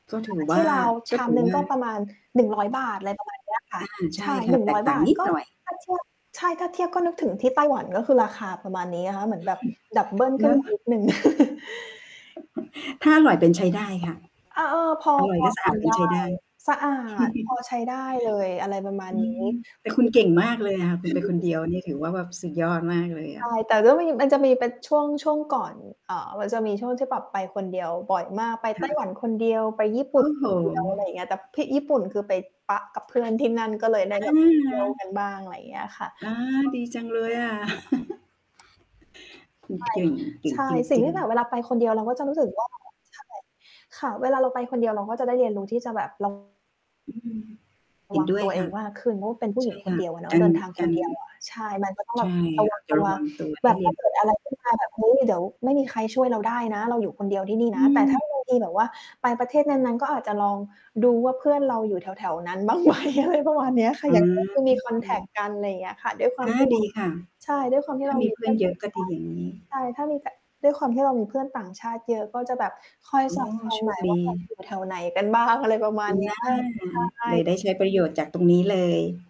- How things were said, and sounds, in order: static; distorted speech; stressed: "นิด"; chuckle; tapping; chuckle; mechanical hum; chuckle; chuckle; chuckle; other background noise; laughing while speaking: "บ้างไหม ?"; laughing while speaking: "บ้าง"
- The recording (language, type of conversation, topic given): Thai, unstructured, ประสบการณ์การเดินทางครั้งไหนที่ทำให้คุณประทับใจมากที่สุด?